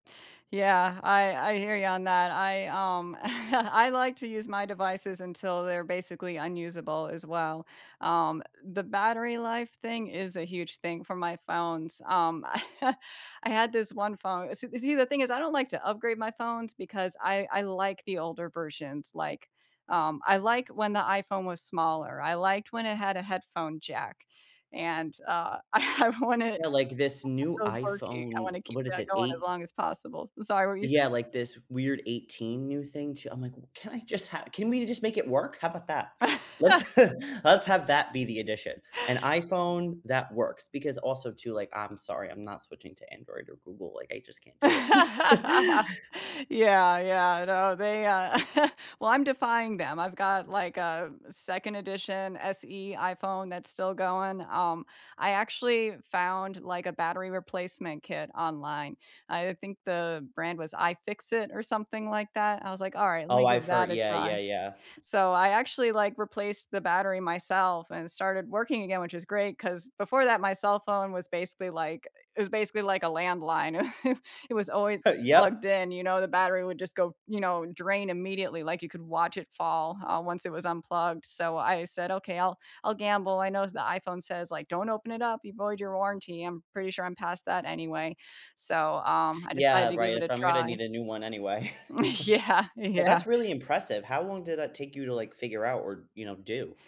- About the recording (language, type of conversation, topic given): English, unstructured, When is it truly worth upgrading a device you already use, and what signs tip the balance for you?
- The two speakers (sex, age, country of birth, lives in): female, 45-49, United States, United States; male, 20-24, United States, United States
- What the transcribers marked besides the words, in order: chuckle; chuckle; laughing while speaking: "I wanted"; unintelligible speech; laugh; chuckle; laugh; chuckle; chuckle; chuckle; laughing while speaking: "Yeah, yeah"